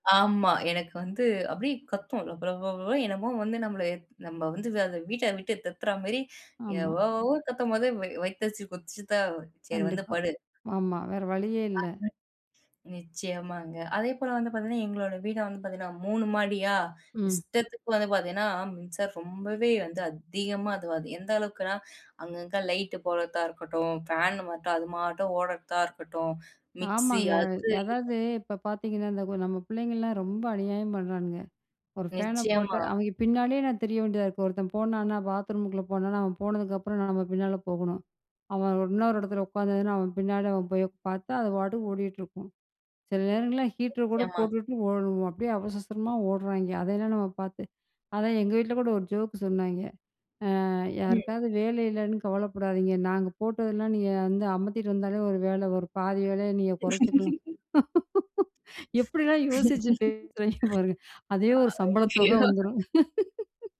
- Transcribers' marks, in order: other noise; laugh; laugh; chuckle; laughing while speaking: "ஐயோ!"; laugh; laughing while speaking: "எப்டிலாம் யோசிச்சு பேசுறாய்ங்கெ பாருங்க. அதே ஒரு சம்பளத் தொக வந்துரும்"; laugh
- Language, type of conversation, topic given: Tamil, podcast, வீட்டிலேயே மின்சாரச் செலவை எப்படி குறைக்கலாம்?